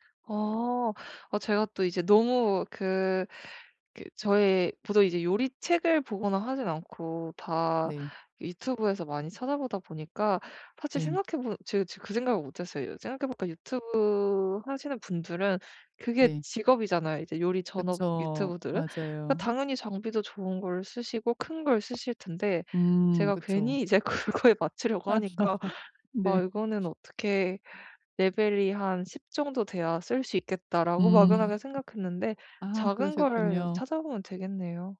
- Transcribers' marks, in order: other background noise; tapping; laughing while speaking: "그거에 맞추려고 하니까"; laugh
- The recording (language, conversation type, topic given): Korean, advice, 요리 실패를 극복하고 다시 자신감을 키우려면 어떻게 해야 하나요?